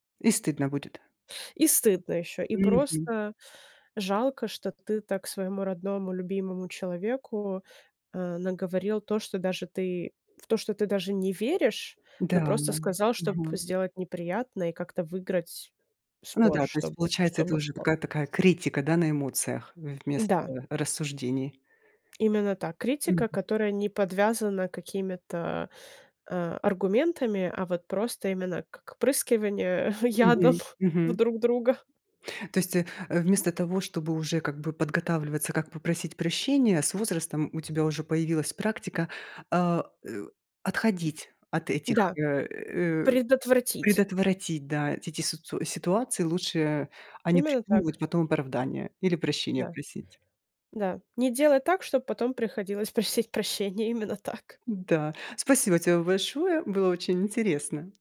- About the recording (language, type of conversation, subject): Russian, podcast, Как просить прощения так, чтобы тебя действительно услышали?
- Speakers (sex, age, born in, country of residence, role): female, 30-34, Ukraine, United States, guest; female, 40-44, Russia, Italy, host
- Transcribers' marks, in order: other background noise; laughing while speaking: "ядом в друг друга"; tapping; laughing while speaking: "просить прощения, именно"